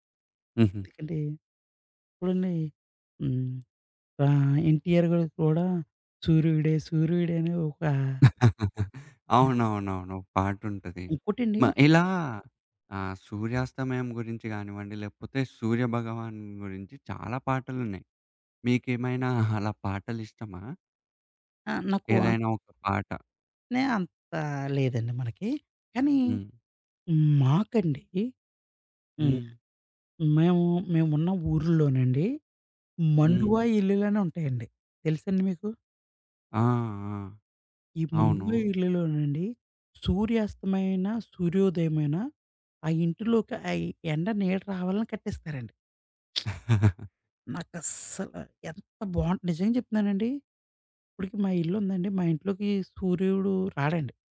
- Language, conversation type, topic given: Telugu, podcast, సూర్యాస్తమయం చూసిన తర్వాత మీ దృష్టికోణంలో ఏ మార్పు వచ్చింది?
- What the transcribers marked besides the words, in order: tapping; laugh; other background noise; chuckle; lip smack; chuckle; stressed: "నాకస్సల"